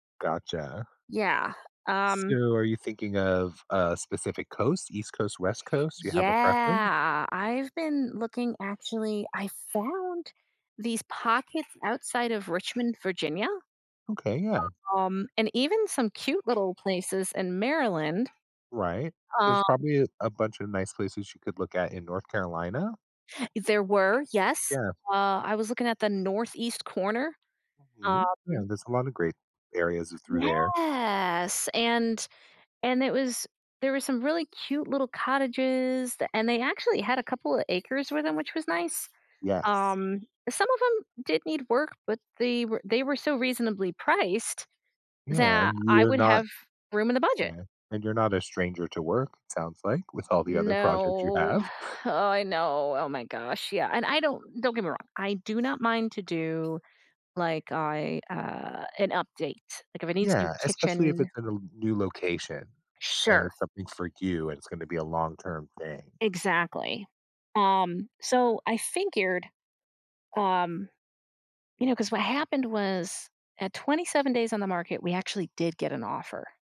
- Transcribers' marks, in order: drawn out: "Yeah"; tapping; other background noise; gasp; drawn out: "Yes"; drawn out: "No"; chuckle
- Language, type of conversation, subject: English, advice, How can I stay motivated to reach a personal goal despite struggling to keep going?